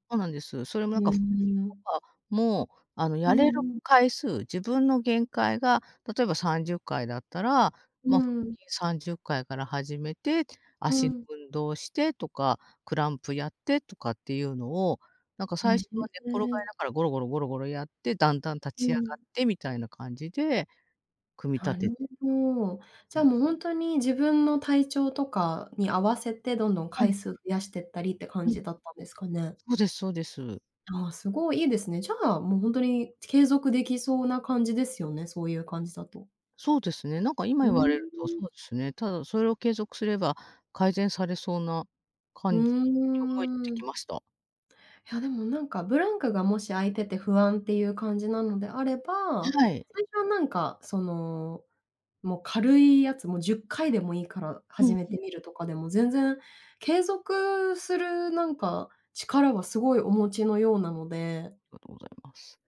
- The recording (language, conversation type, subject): Japanese, advice, 健康診断で異常が出て生活習慣を変えなければならないとき、どうすればよいですか？
- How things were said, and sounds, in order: "プランク" said as "クランプ"; other background noise